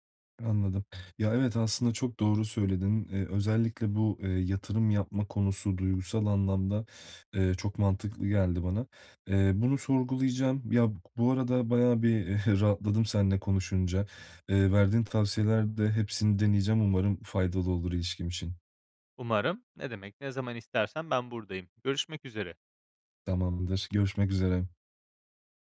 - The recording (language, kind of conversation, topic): Turkish, advice, Yeni tanıştığım biriyle iletişim beklentilerimi nasıl net bir şekilde konuşabilirim?
- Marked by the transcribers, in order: chuckle